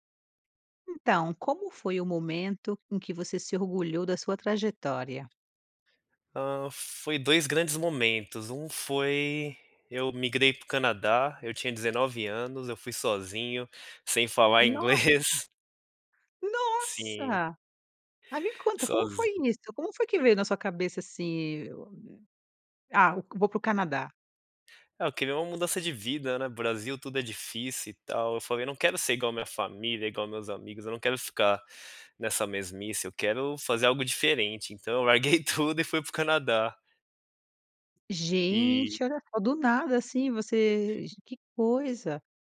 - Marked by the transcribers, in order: surprised: "Nossa!"
- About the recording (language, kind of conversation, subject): Portuguese, podcast, Como foi o momento em que você se orgulhou da sua trajetória?